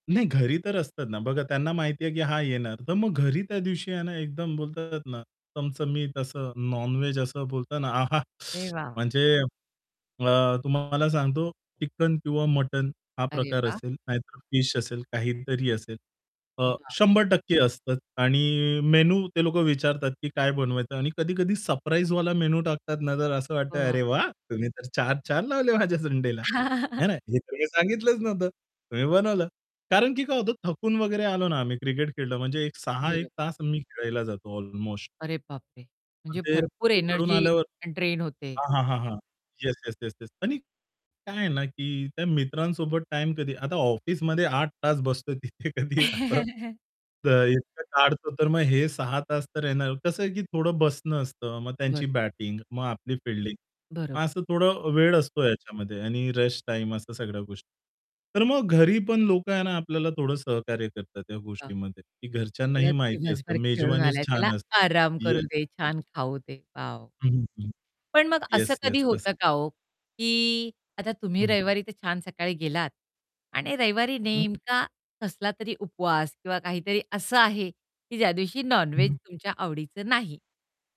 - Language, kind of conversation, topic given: Marathi, podcast, एक आदर्श रविवार तुम्ही कसा घालवता?
- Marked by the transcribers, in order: distorted speech; in English: "नॉन-व्हेज"; teeth sucking; swallow; static; joyful: "अरे वाह! तुम्ही तर चार … नव्हतं, तुम्ही बनवलं"; laughing while speaking: "माझ्या संडेला"; laugh; unintelligible speech; in English: "ड्रेन"; laughing while speaking: "तिथे कधी असं, तर इतकं काढतो"; laugh; stressed: "आराम"; unintelligible speech; other background noise; in English: "नॉन-व्हेज"